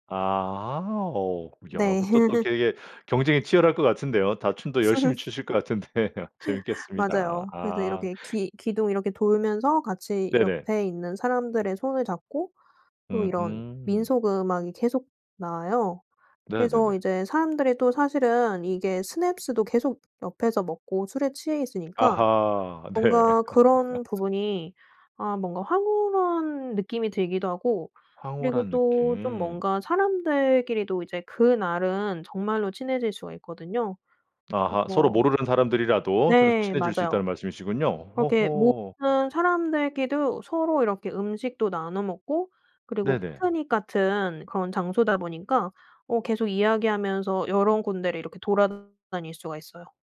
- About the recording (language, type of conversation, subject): Korean, podcast, 고향에서 열리는 축제나 행사를 소개해 주실 수 있나요?
- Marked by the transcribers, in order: laugh; laugh; laughing while speaking: "같은데"; laugh; tapping; other background noise; laugh